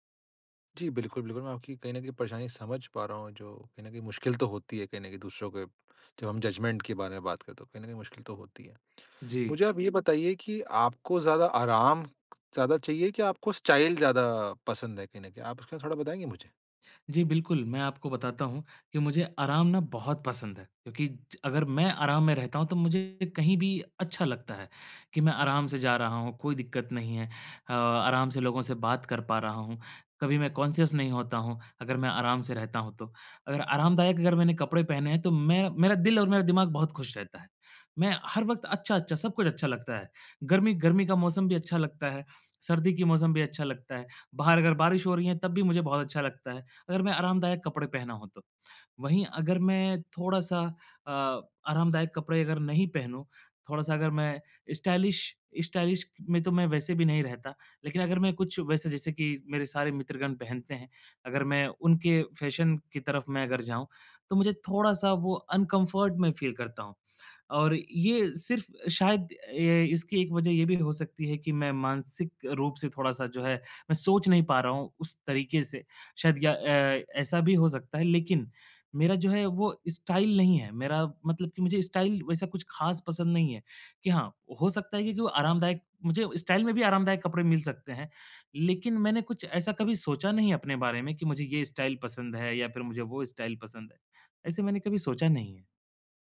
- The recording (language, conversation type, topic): Hindi, advice, रोज़मर्रा के लिए कौन-से कपड़े सबसे उपयुक्त होंगे?
- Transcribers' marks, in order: in English: "जजमेंट"; in English: "स्टाइल"; in English: "कॉन्शियस"; in English: "स्टाइलिश स्टाइलिश"; in English: "फ़ैशन"; in English: "अनकंफ़र्ट"; in English: "फ़ील"; in English: "स्टाइल"; in English: "स्टाइल"; in English: "स्टाइल"; in English: "स्टाइल"; in English: "स्टाइल"